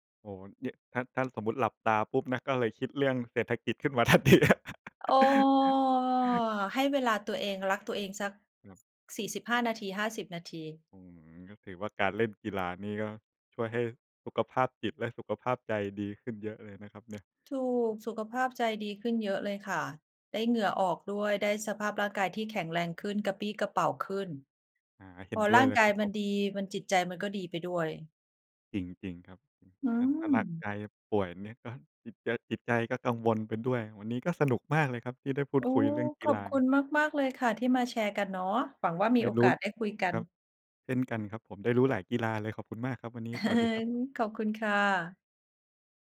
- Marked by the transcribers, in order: laughing while speaking: "ทันทีครับ"; drawn out: "อ้อ"; laugh; chuckle
- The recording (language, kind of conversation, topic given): Thai, unstructured, การเล่นกีฬาเป็นงานอดิเรกช่วยให้สุขภาพดีขึ้นจริงไหม?